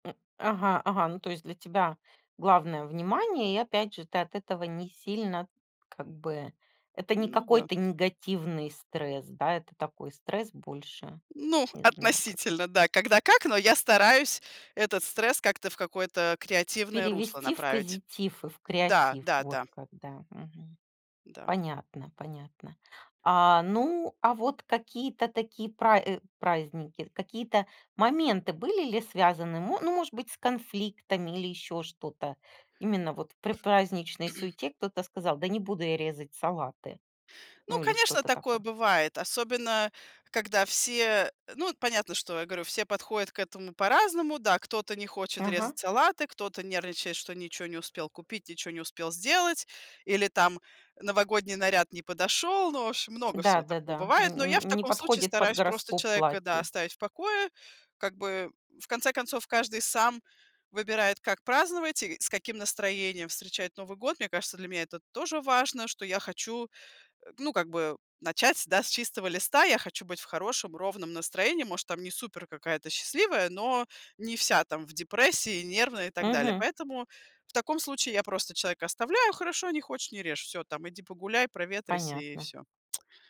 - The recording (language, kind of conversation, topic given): Russian, podcast, Как вы встречаете Новый год в вашей семье?
- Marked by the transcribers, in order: tapping; throat clearing; tsk